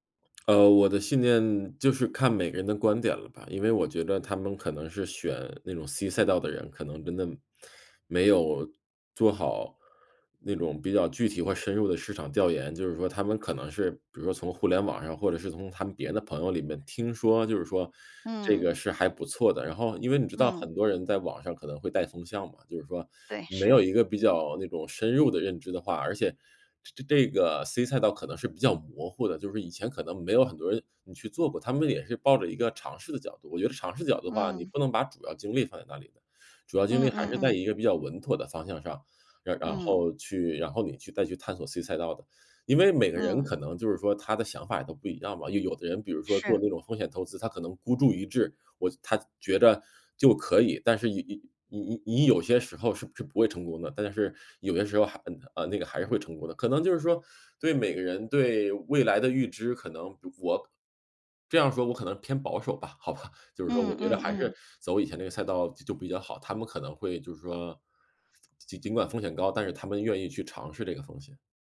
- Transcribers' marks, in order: tapping; laughing while speaking: "好吧"
- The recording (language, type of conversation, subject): Chinese, advice, 我该如何在群体压力下坚持自己的信念？